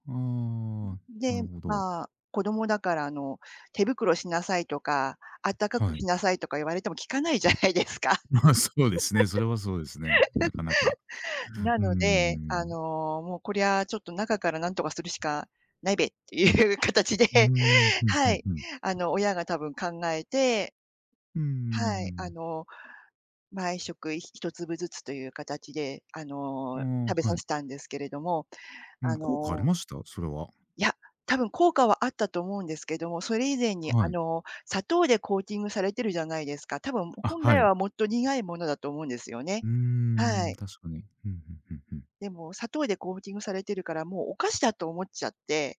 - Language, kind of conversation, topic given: Japanese, podcast, 子どもの頃の食べ物の思い出を聞かせてくれますか？
- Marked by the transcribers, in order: tapping; laughing while speaking: "聞かないじゃないですか"; giggle